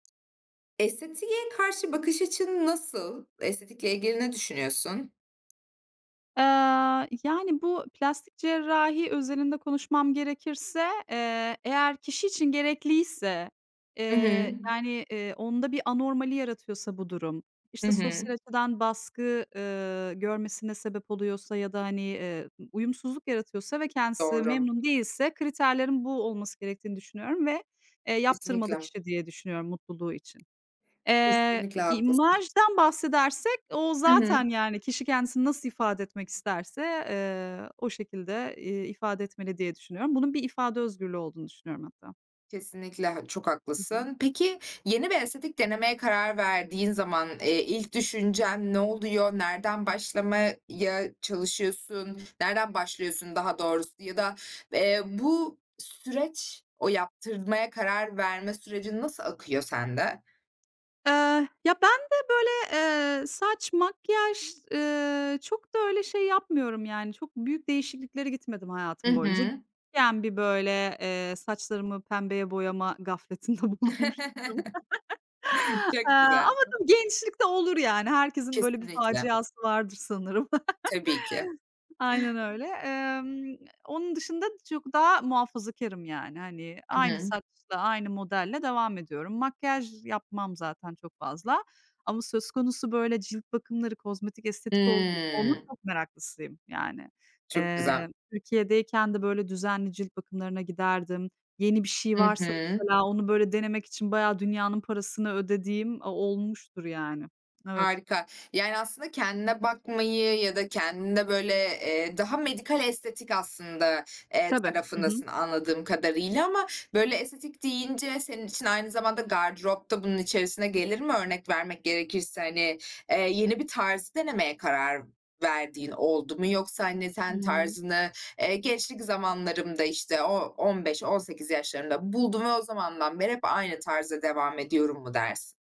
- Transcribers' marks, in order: other background noise; unintelligible speech; laughing while speaking: "bulunmuştum"; laugh; laugh; chuckle; tapping
- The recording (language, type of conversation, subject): Turkish, podcast, Yeni bir estetik tarz denemeye nasıl başlarsın?